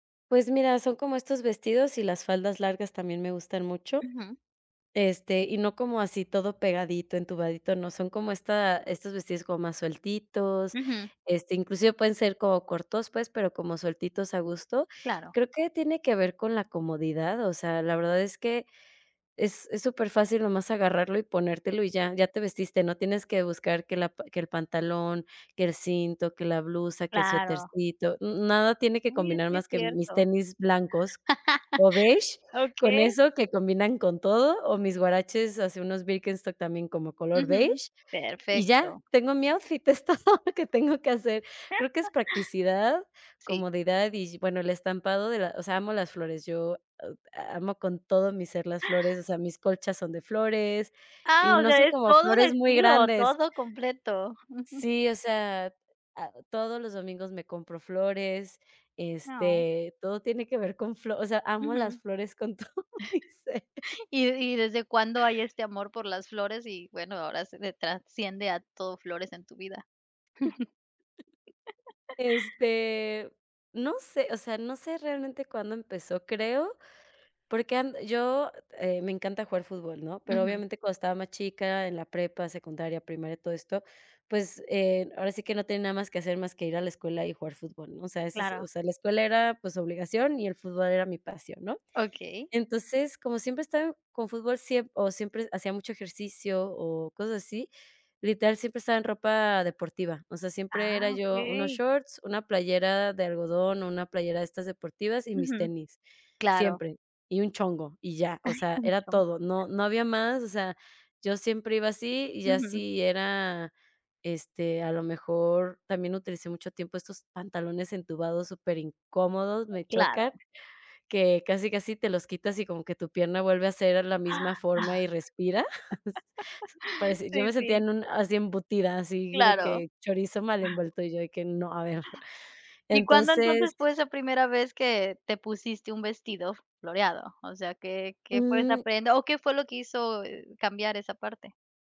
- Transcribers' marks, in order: laugh; unintelligible speech; laughing while speaking: "es todo lo que tengo que hacer"; chuckle; chuckle; laughing while speaking: "todo mi ser"; laugh; chuckle; laughing while speaking: "Ay, mucho mejor"; giggle; chuckle
- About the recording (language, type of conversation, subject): Spanish, podcast, ¿Cómo describirías tu estilo personal?